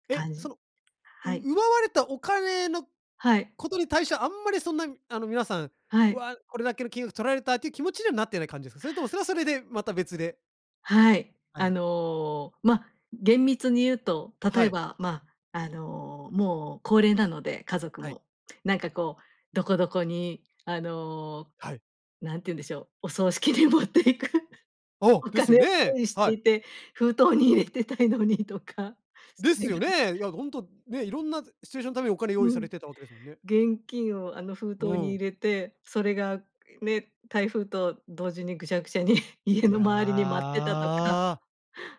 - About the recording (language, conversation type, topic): Japanese, podcast, どうやって失敗を乗り越えましたか？
- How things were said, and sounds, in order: other background noise; tapping; laughing while speaking: "持っていくお金を用意し … にとか。それが"; laughing while speaking: "ぐしゃぐしゃに"